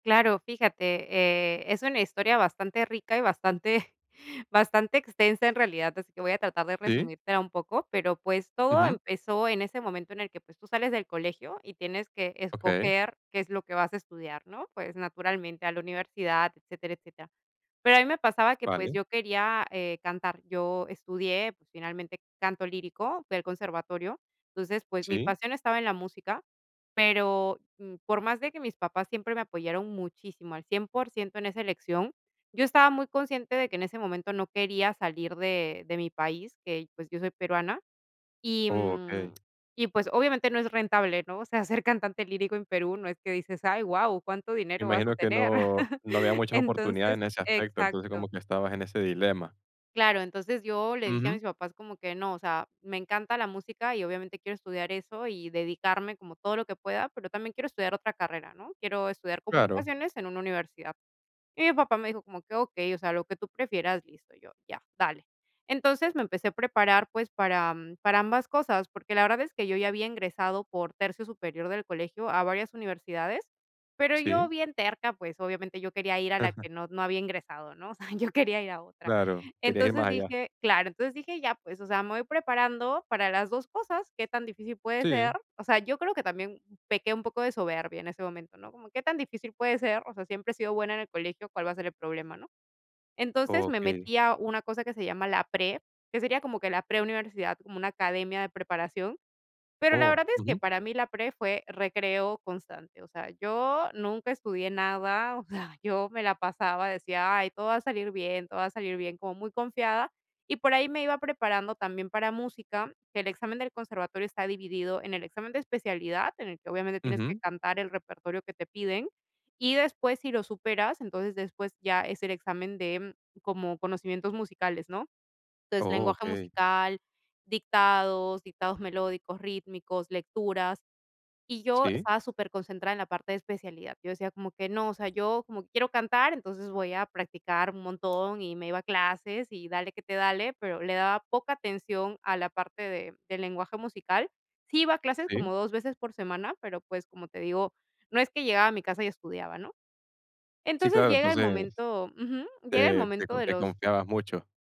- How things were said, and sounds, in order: giggle; laughing while speaking: "ser"; chuckle; chuckle; laughing while speaking: "yo quería"
- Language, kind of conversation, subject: Spanish, podcast, ¿Has tenido alguna experiencia en la que aprender de un error cambió tu rumbo?
- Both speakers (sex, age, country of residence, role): female, 30-34, Italy, guest; male, 20-24, United States, host